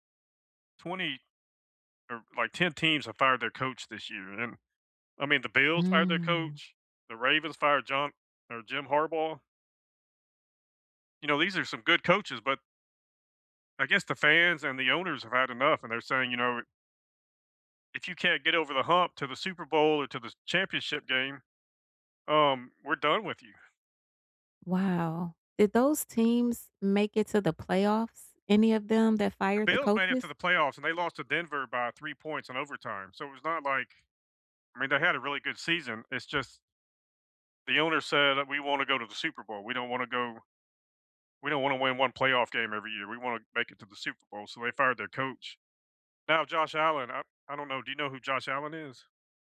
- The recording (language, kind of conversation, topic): English, unstructured, How do you balance being a supportive fan and a critical observer when your team is struggling?
- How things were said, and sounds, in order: none